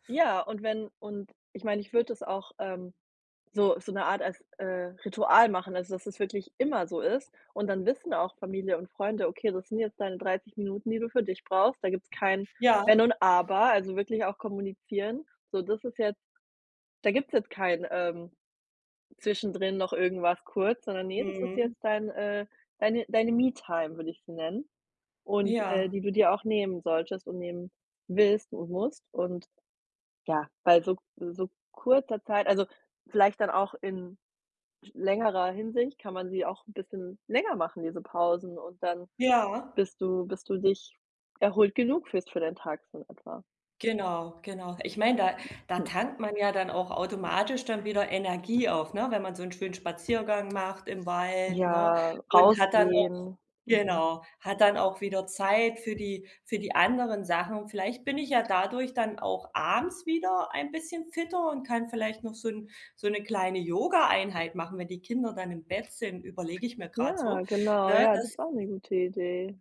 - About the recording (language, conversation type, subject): German, advice, Wie finde ich ein Gleichgewicht zwischen Erholung und sozialen Verpflichtungen?
- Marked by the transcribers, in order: other background noise; in English: "Me-Time"; throat clearing; tapping